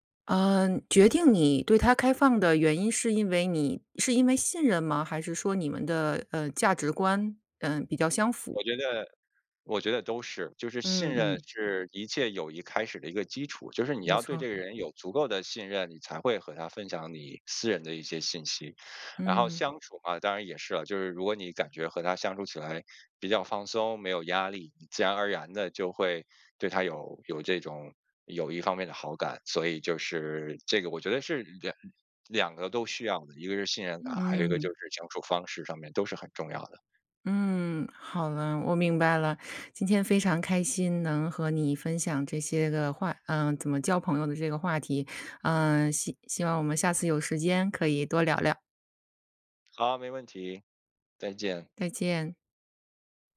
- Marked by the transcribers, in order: none
- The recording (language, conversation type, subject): Chinese, podcast, 如何建立新的朋友圈？